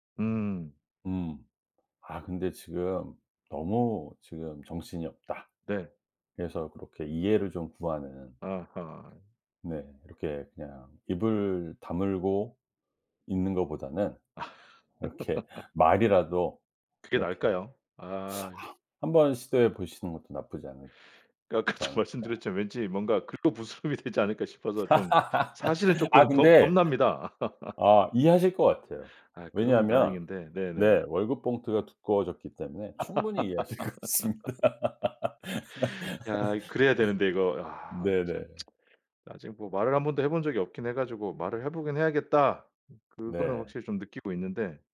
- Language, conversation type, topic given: Korean, advice, 일과 삶의 경계를 다시 세우는 연습이 필요하다고 느끼는 이유는 무엇인가요?
- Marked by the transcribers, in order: laugh; laughing while speaking: "그러니까 그 점"; laughing while speaking: "부스럼이"; laugh; laugh; laugh; laughing while speaking: "이해하실 것 같습니다"; lip smack; laugh